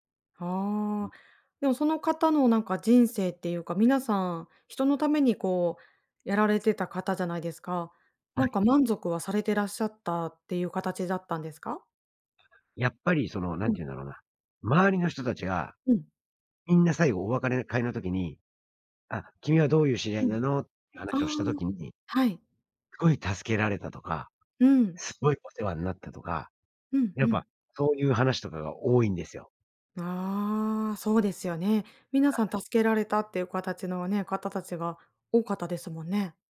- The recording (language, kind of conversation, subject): Japanese, advice, 退職後に新しい日常や目的を見つけたいのですが、どうすればよいですか？
- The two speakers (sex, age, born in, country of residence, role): female, 40-44, Japan, Japan, advisor; male, 45-49, Japan, United States, user
- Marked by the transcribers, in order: other background noise